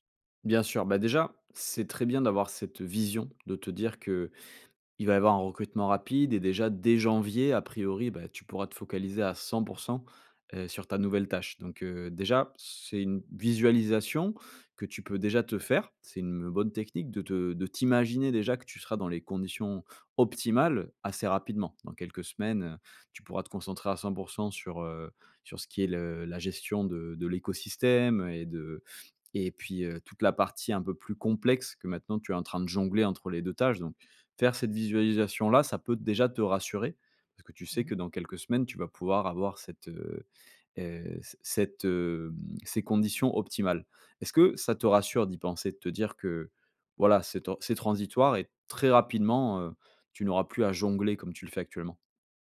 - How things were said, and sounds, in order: none
- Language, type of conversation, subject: French, advice, Comment puis-je améliorer ma clarté mentale avant une tâche mentale exigeante ?